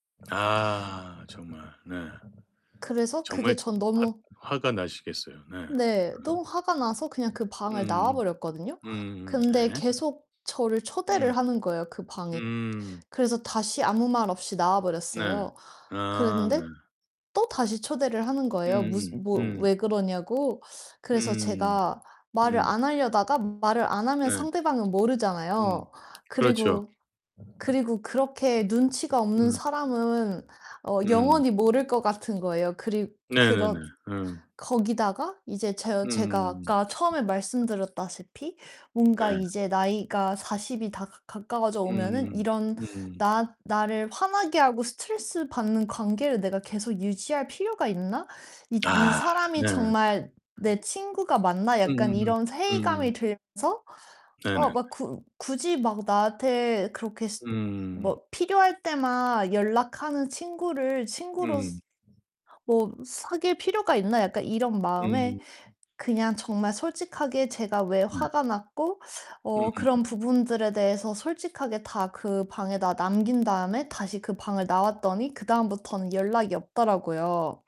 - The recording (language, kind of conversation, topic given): Korean, advice, 이별 후 흔들린 가치관을 어떻게 다시 세우고 나 자신을 찾을 수 있을까요?
- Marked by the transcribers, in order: static; distorted speech; other background noise; tapping